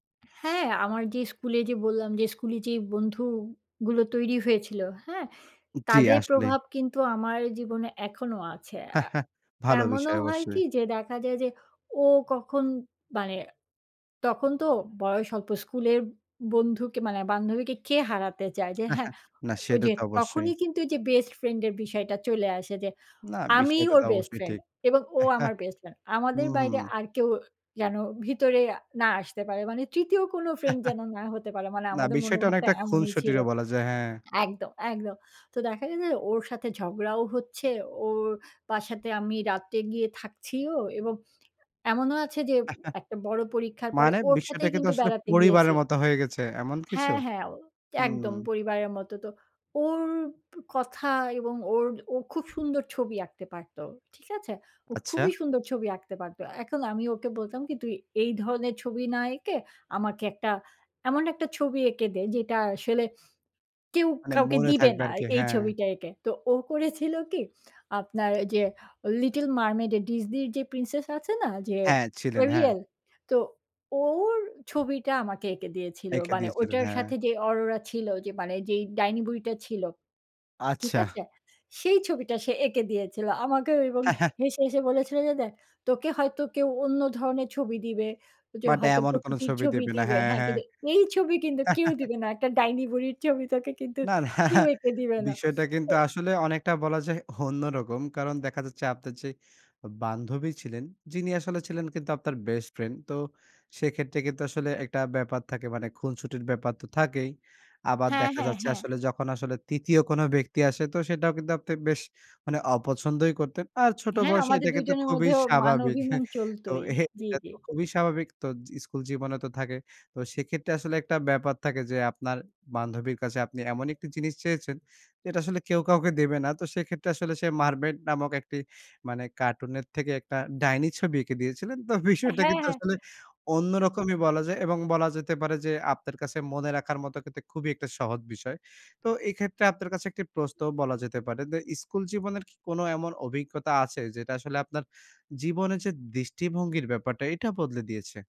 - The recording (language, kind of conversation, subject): Bengali, podcast, স্কুলজীবন তোমাকে সবচেয়ে বেশি কী শিখিয়েছে?
- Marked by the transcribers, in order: tapping; chuckle; chuckle; lip smack; chuckle; chuckle; chuckle; lip smack; lip smack; chuckle; laugh; laughing while speaking: "একটা ডাইনি বুড়ির ছবি তোকে কিন্তু, কেউ এঁকে দিবে না"; laughing while speaking: "না, না"; "অন্যরকম" said as "হন্যরকম"; "খুনসুটির" said as "খুনছুটির"; lip smack; chuckle; other background noise; laughing while speaking: "তো বিষয়টা"